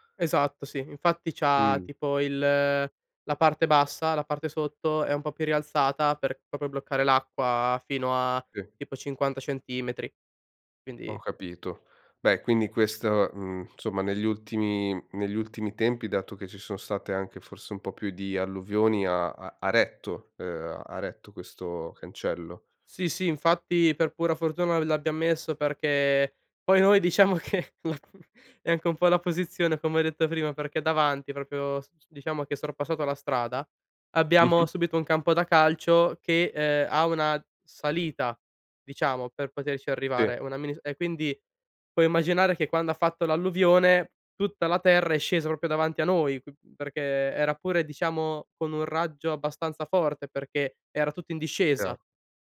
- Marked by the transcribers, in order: "proprio" said as "propio"; "insomma" said as "nsomma"; laughing while speaking: "che la"; chuckle; "proprio" said as "propio"; "proprio" said as "propio"
- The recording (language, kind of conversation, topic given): Italian, podcast, Cosa pensi delle case intelligenti e dei dati che raccolgono?